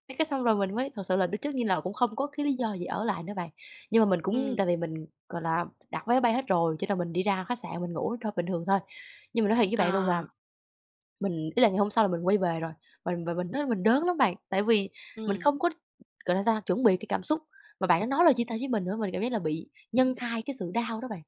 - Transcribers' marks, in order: other background noise; tapping
- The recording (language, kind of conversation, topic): Vietnamese, advice, Tôi vừa trải qua một cuộc chia tay đau đớn; tôi nên làm gì để nguôi ngoai và hồi phục tinh thần?